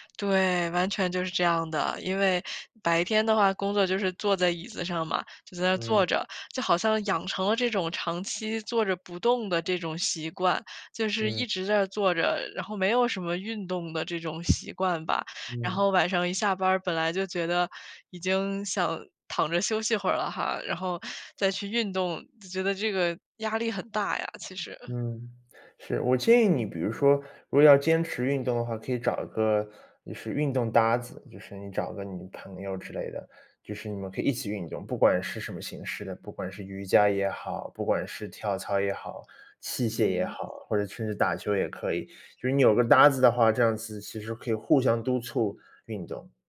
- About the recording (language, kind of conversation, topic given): Chinese, advice, 如何才能养成规律运动的习惯，而不再三天打鱼两天晒网？
- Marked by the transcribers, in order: other background noise